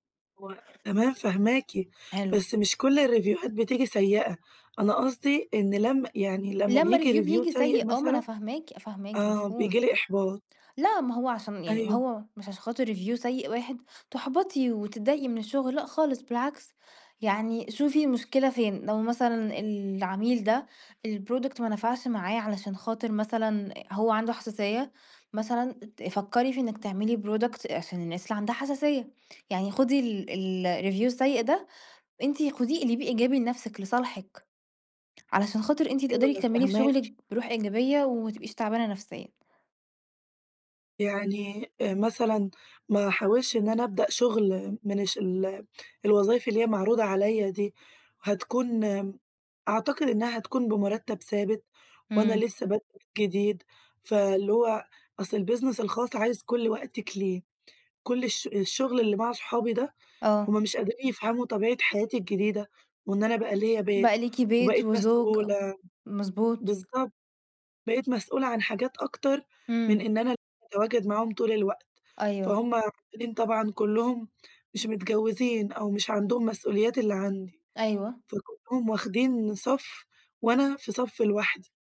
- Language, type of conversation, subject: Arabic, advice, إزاي توازن وتفاوض بين أكتر من عرض شغل منافس؟
- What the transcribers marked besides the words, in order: in English: "الريفيوهات"; in English: "review"; in English: "review"; in English: "review"; in English: "الproduct"; in English: "product"; in English: "الreview"; tapping; in English: "البيزنس"; unintelligible speech